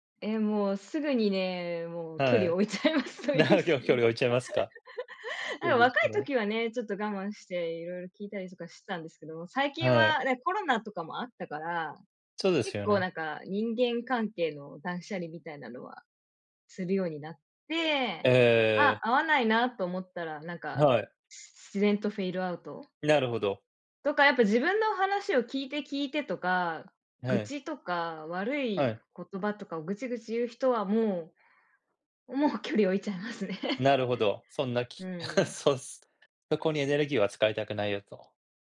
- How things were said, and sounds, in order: unintelligible speech; laughing while speaking: "置いちゃいますそういう人に"; laugh; laughing while speaking: "置いちゃいますね"; scoff; other background noise
- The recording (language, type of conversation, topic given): Japanese, unstructured, 趣味を通じて友達を作ることは大切だと思いますか？